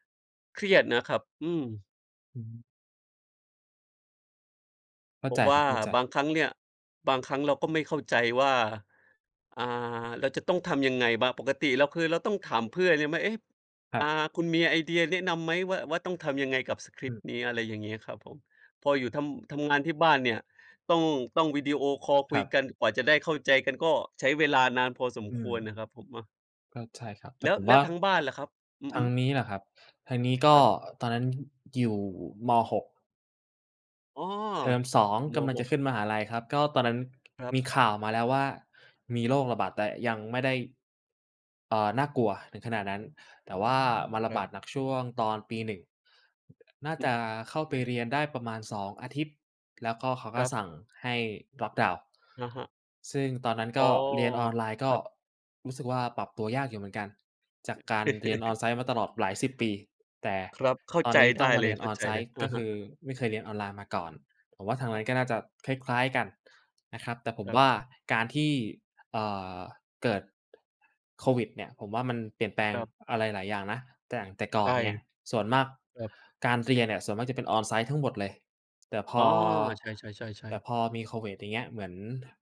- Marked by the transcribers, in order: tapping; in English: "Lockdown"; other background noise; chuckle; unintelligible speech
- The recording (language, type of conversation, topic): Thai, unstructured, โควิด-19 เปลี่ยนแปลงโลกของเราไปมากแค่ไหน?